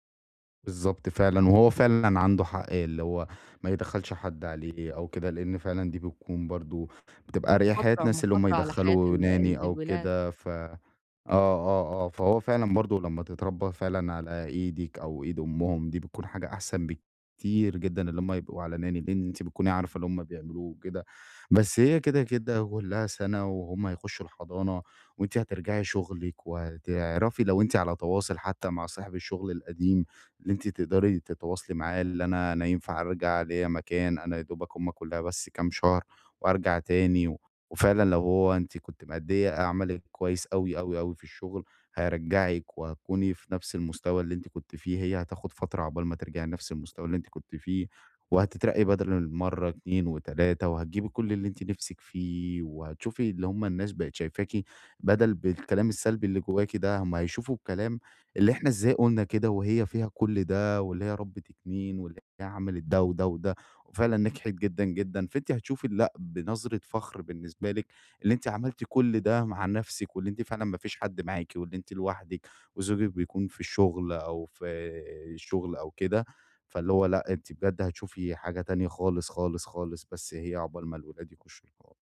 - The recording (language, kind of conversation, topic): Arabic, advice, إزاي أبدأ أواجه الكلام السلبي اللي جوايا لما يحبطني ويخلّيني أشك في نفسي؟
- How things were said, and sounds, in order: in English: "Nanny"; in English: "Nanny"